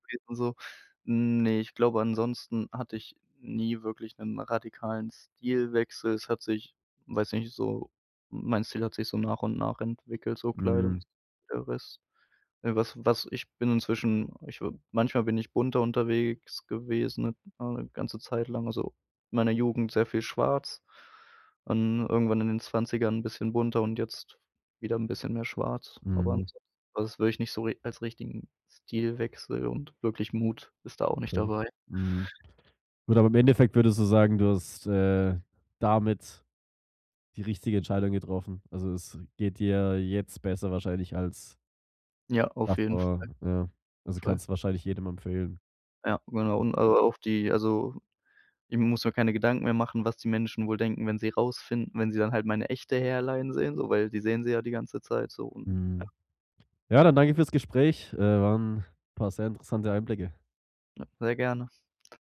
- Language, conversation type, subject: German, podcast, Was war dein mutigster Stilwechsel und warum?
- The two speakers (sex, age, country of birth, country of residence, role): male, 25-29, Germany, Germany, guest; male, 25-29, Germany, Germany, host
- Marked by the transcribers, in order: unintelligible speech; other noise; in English: "Hairline"